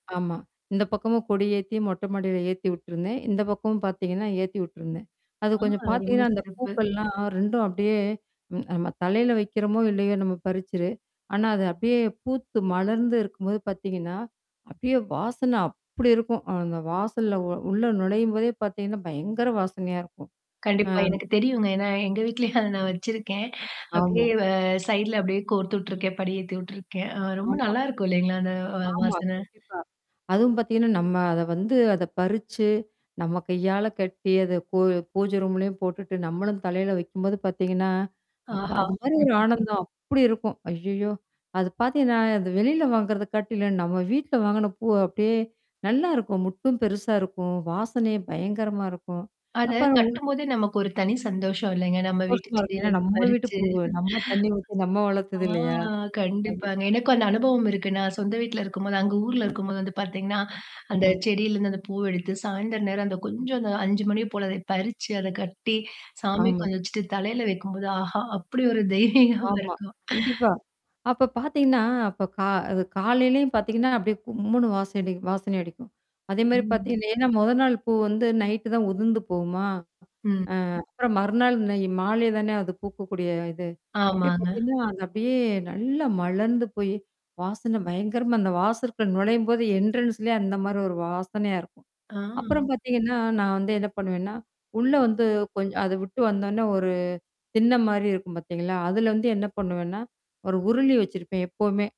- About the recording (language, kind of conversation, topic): Tamil, podcast, வீட்டின் நறுமணம் உங்களுக்கு எவ்வளவு முக்கியமாக இருக்கிறது?
- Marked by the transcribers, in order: static; distorted speech; "பறிச்சது" said as "பறிச்சரு"; put-on voice: "அப்படி"; put-on voice: "பயங்கர"; laughing while speaking: "வீட்லயும்"; in English: "சைட்ல"; in English: "ரூம்லயும்"; laugh; "மொட்டும்" said as "முட்டும்"; laugh; other background noise; tapping; laughing while speaking: "தெய்வீகம் இருக்கும்"; other noise; in English: "என்ட்ரன்ஸ்லயே"